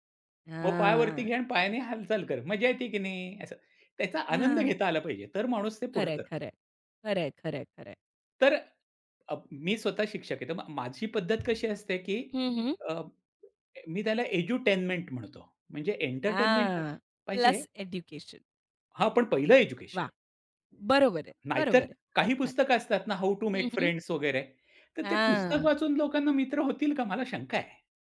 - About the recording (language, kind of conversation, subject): Marathi, podcast, कोर्स, पुस्तक किंवा व्हिडिओ कशा प्रकारे निवडता?
- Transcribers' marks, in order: none